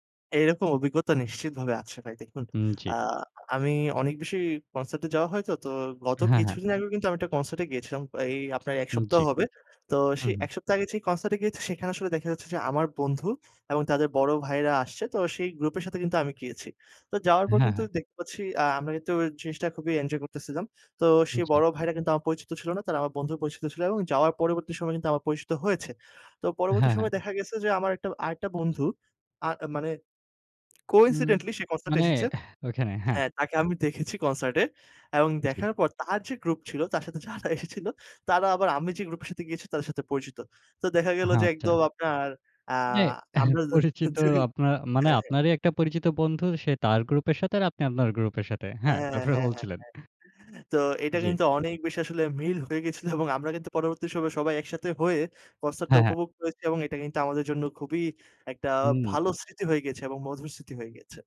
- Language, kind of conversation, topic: Bengali, podcast, কনসার্টে কি আপনার নতুন বন্ধু হওয়ার কোনো গল্প আছে?
- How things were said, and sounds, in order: tapping; lip smack; in English: "কোইন্সিডেন্টলি"; laughing while speaking: "যারা এসেছিল"; laughing while speaking: "এহ পরিচিত আপনার"; laughing while speaking: "জি"; laughing while speaking: "তারপরে বলছিলেন?"